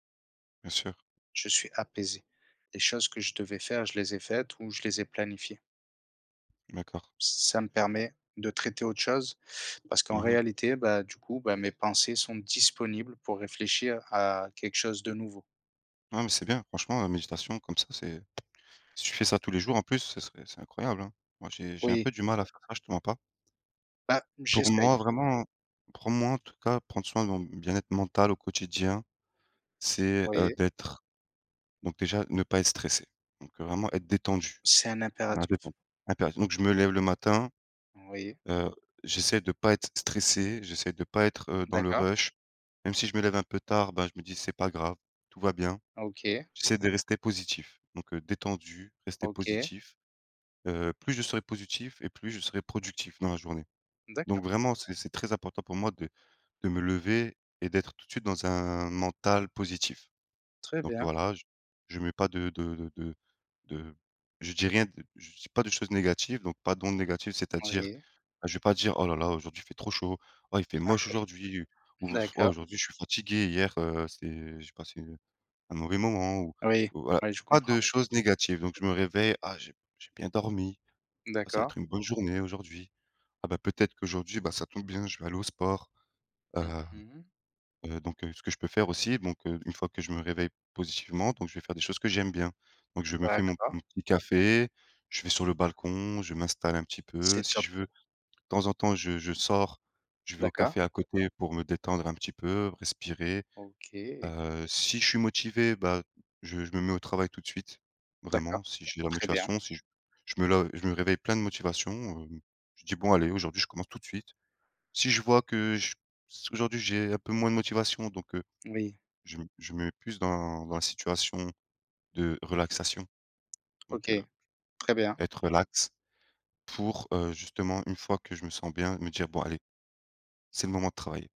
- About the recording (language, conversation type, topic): French, unstructured, Comment prends-tu soin de ton bien-être mental au quotidien ?
- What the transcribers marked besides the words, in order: tapping; lip smack